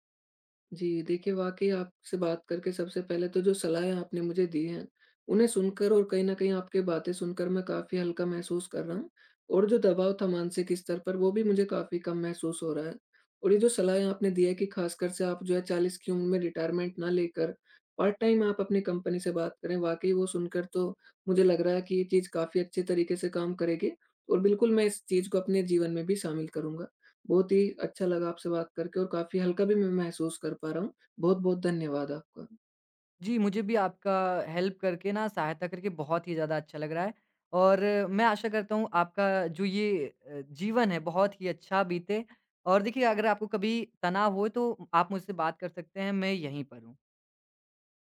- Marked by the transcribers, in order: in English: "रिटायरमेंट"; in English: "पार्ट-टाइम"; in English: "हेल्प"
- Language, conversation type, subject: Hindi, advice, आपको जल्दी सेवानिवृत्ति लेनी चाहिए या काम जारी रखना चाहिए?